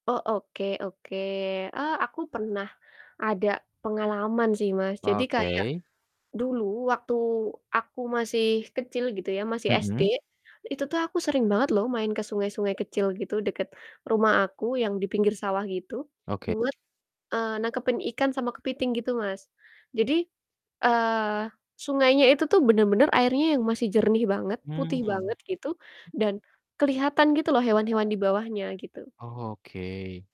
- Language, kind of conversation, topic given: Indonesian, unstructured, Bagaimana cara menjaga sungai agar tetap bersih dan sehat?
- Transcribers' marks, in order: distorted speech; static; tapping; other background noise